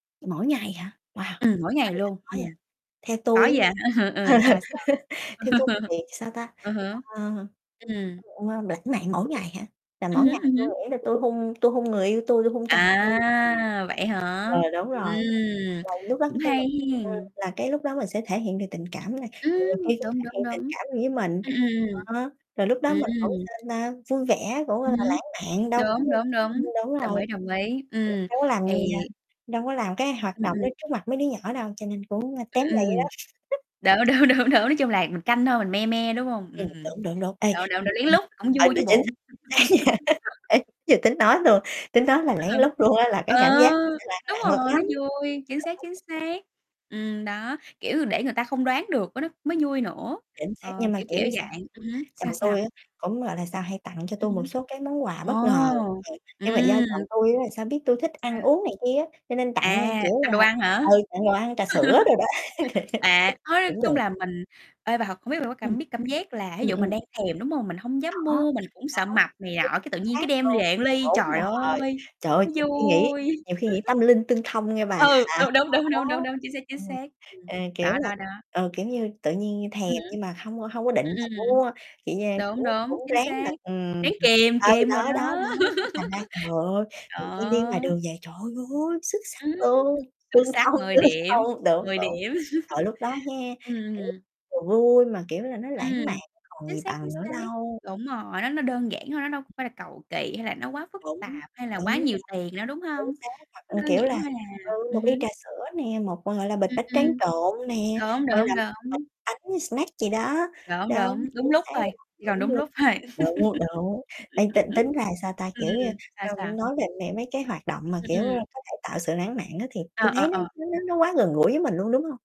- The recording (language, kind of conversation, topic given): Vietnamese, unstructured, Làm thế nào để giữ được sự lãng mạn trong các mối quan hệ lâu dài?
- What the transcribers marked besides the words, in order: static; distorted speech; chuckle; tapping; other background noise; drawn out: "À"; mechanical hum; unintelligible speech; unintelligible speech; unintelligible speech; laughing while speaking: "Đúng, đúng, đúng, đúng"; chuckle; laughing while speaking: "nha"; laugh; chuckle; unintelligible speech; chuckle; chuckle; "một" said as "ừn"; drawn out: "vui!"; chuckle; laugh; laughing while speaking: "thông, tương thông"; chuckle; chuckle